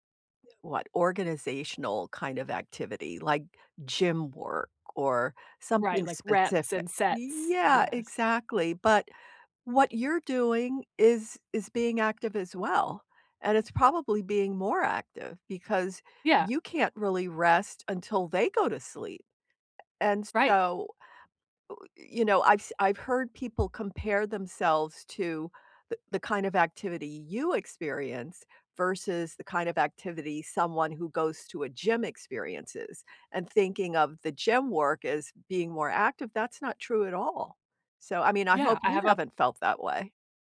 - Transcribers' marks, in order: none
- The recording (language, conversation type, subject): English, unstructured, What motivates you to stay consistently active?
- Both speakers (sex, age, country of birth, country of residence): female, 35-39, United States, United States; female, 75-79, United States, United States